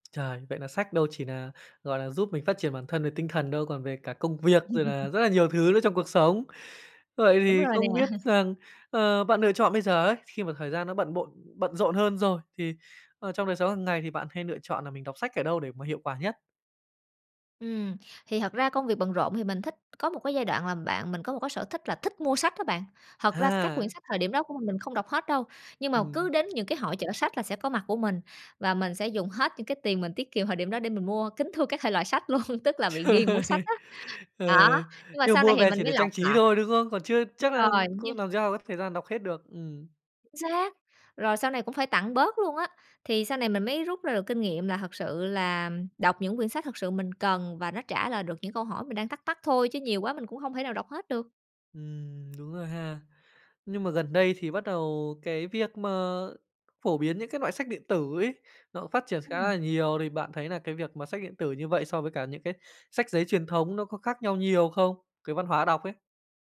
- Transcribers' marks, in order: tapping; laugh; chuckle; "lựa" said as "nựa"; laughing while speaking: "Trời!"; laughing while speaking: "luôn"
- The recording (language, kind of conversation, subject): Vietnamese, podcast, Bạn thường tìm cảm hứng cho sở thích của mình ở đâu?